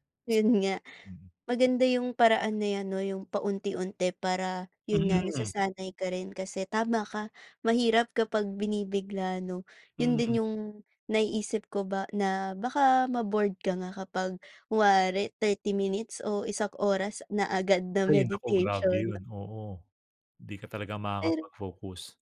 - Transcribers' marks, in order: tapping; other background noise
- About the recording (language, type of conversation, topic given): Filipino, podcast, Ano ang ginagawa mo para mabawasan ang stress?